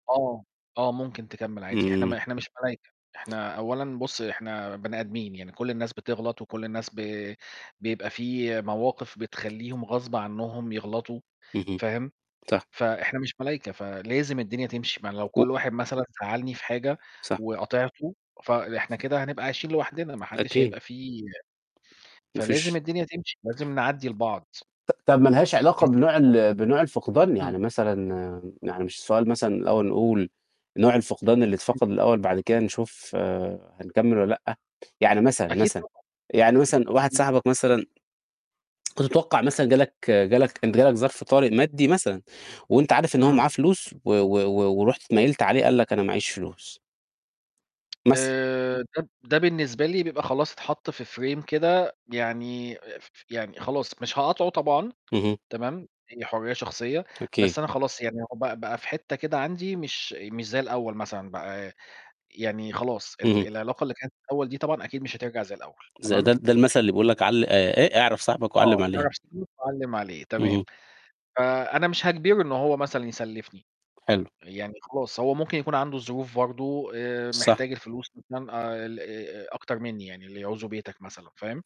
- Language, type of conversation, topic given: Arabic, unstructured, هل ممكن العلاقة تكمل بعد ما الثقة تضيع؟
- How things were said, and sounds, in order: distorted speech; tapping; unintelligible speech; unintelligible speech; unintelligible speech; tsk; in English: "frame"